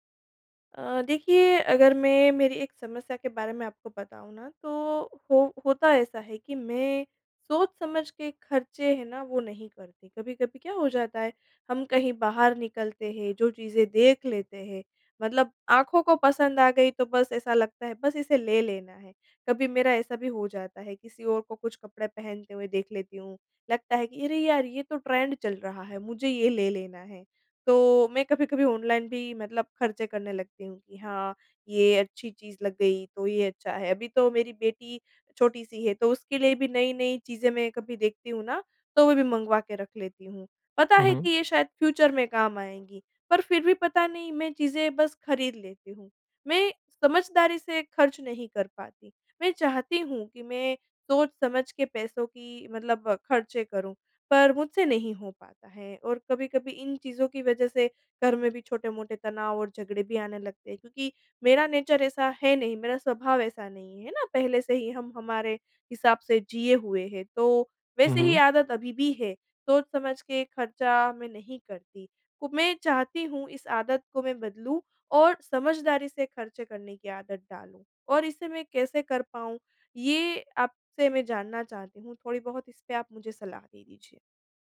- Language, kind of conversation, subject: Hindi, advice, सीमित आमदनी में समझदारी से खर्च करने की आदत कैसे डालें?
- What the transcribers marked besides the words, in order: in English: "ट्रेंड"; in English: "फ्यूचर"; in English: "नेचर"